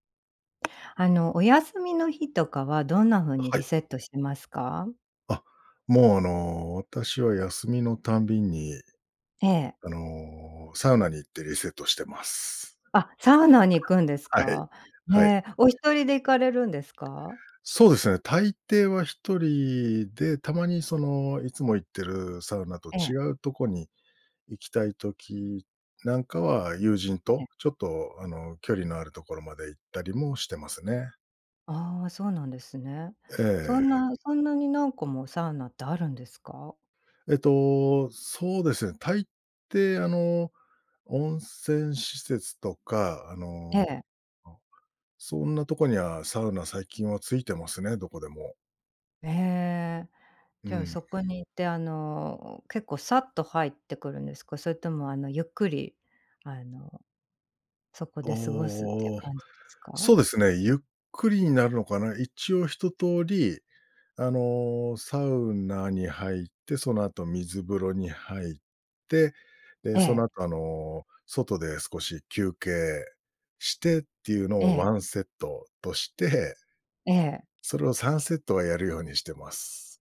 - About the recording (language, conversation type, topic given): Japanese, podcast, 休みの日はどんな風にリセットしてる？
- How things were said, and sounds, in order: tapping; unintelligible speech; other noise